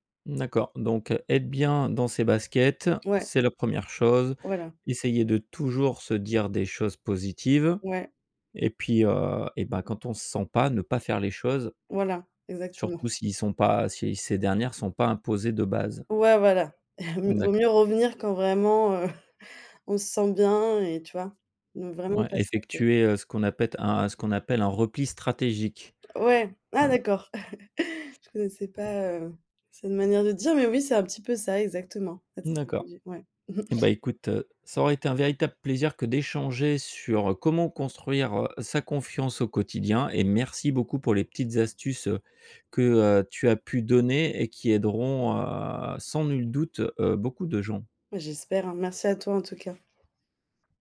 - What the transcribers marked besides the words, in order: chuckle; chuckle; chuckle; other background noise; "appelle" said as "appete"; tapping; laugh; chuckle; drawn out: "heu"
- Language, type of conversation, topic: French, podcast, Comment construis-tu ta confiance en toi au quotidien ?